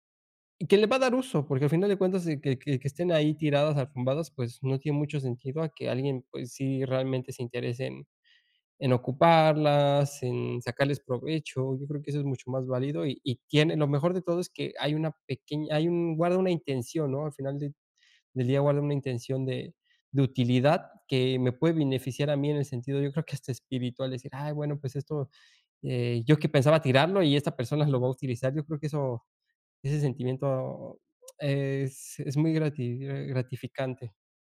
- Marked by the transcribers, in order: none
- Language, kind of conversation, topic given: Spanish, advice, ¿Cómo puedo vivir con menos y con más intención cada día?
- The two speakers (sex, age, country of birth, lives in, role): female, 20-24, Mexico, Mexico, advisor; male, 30-34, Mexico, France, user